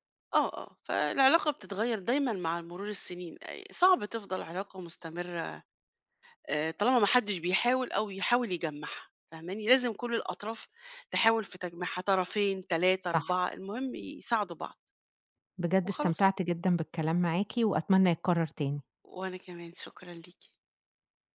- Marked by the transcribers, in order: none
- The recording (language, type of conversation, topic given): Arabic, podcast, إزاي اتغيّرت علاقتك بأهلك مع مرور السنين؟